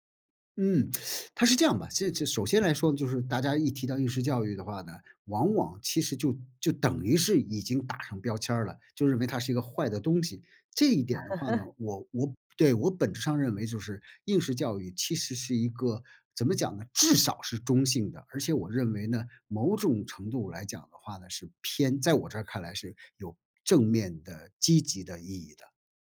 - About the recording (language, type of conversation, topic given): Chinese, podcast, 你怎么看待当前的应试教育现象？
- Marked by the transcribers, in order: tsk; laugh